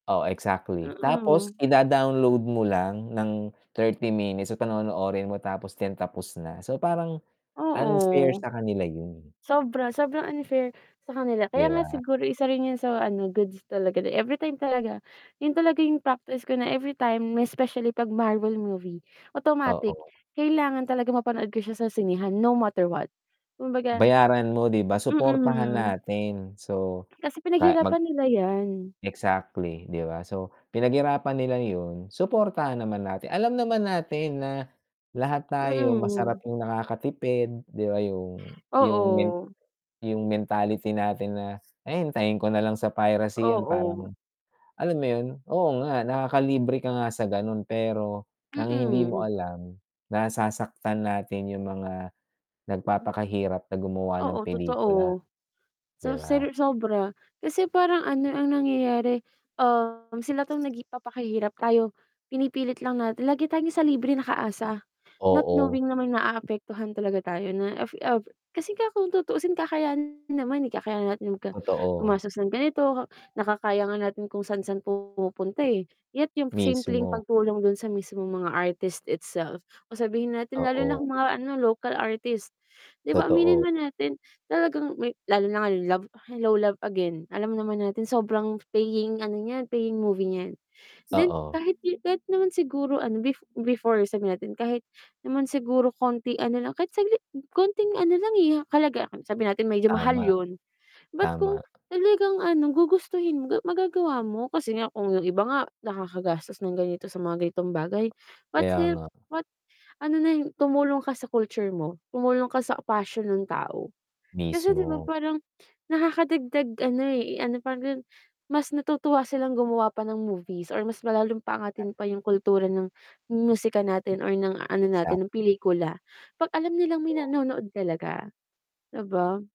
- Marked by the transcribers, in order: static; distorted speech; other noise
- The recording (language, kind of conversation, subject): Filipino, unstructured, Paano mo tinitingnan ang iligal na pagda-download o panonood ng mga pelikula sa internet?